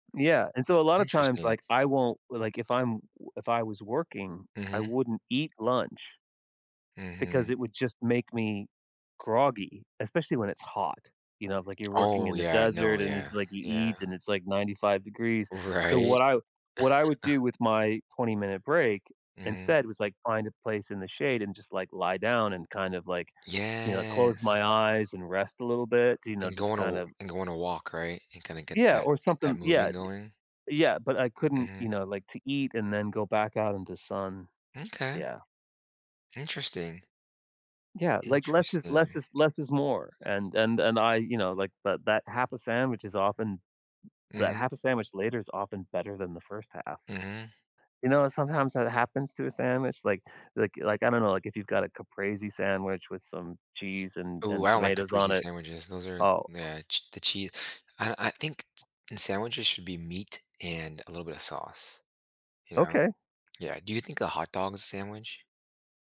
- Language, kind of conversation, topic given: English, unstructured, How should I handle my surprising little food rituals around others?
- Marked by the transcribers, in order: chuckle; drawn out: "Yes"; other background noise; "Caprese" said as "kuhprayzee"; "Caprese" said as "kuhprayzee"; tapping